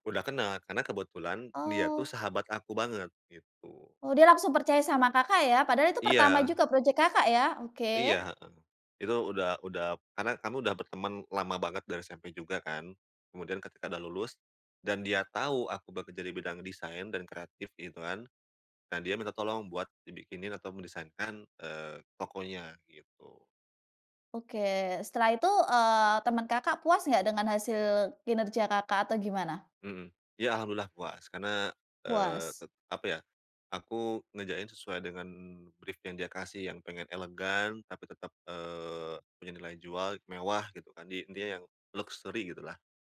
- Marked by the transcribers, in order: in English: "brief"; in English: "luxury"
- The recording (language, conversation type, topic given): Indonesian, podcast, Bagaimana cara menemukan minat yang dapat bertahan lama?